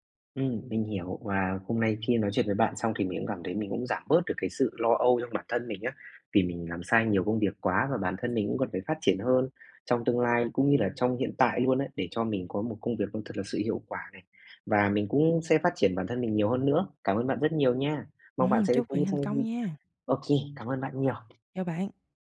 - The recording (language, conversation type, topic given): Vietnamese, advice, Làm sao tôi có thể học từ những sai lầm trong sự nghiệp để phát triển?
- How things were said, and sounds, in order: tapping